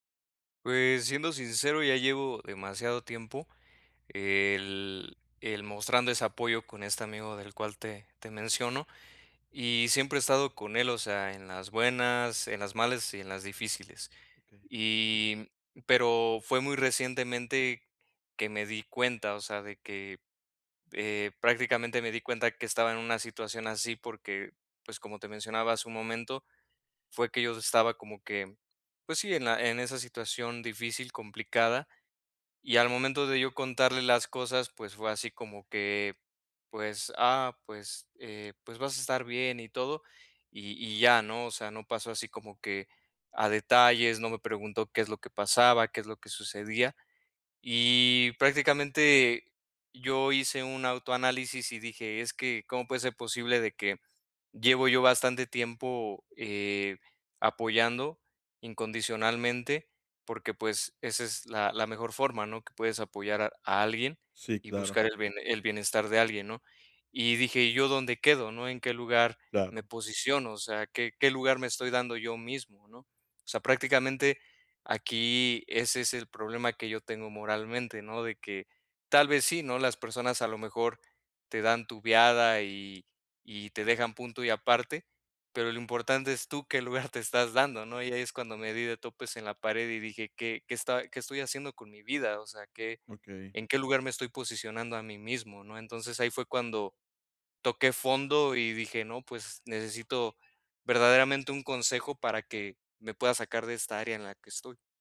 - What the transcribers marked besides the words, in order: other background noise; background speech
- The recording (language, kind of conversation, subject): Spanish, advice, ¿Cómo puedo cuidar mi bienestar mientras apoyo a un amigo?